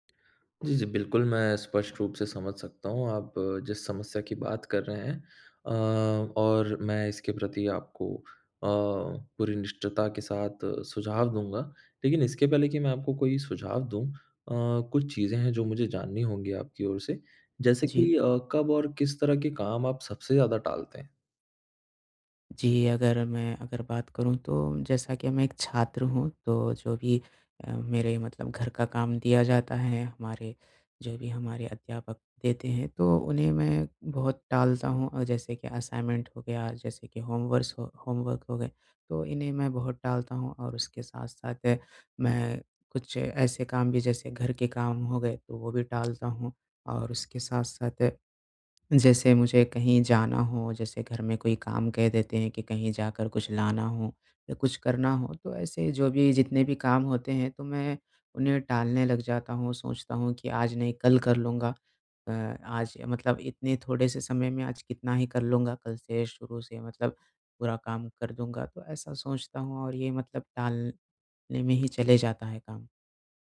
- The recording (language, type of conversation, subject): Hindi, advice, आप काम बार-बार क्यों टालते हैं और आखिरी मिनट में होने वाले तनाव से कैसे निपटते हैं?
- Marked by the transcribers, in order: in English: "असाइनमेंट"; in English: "होमवर्क"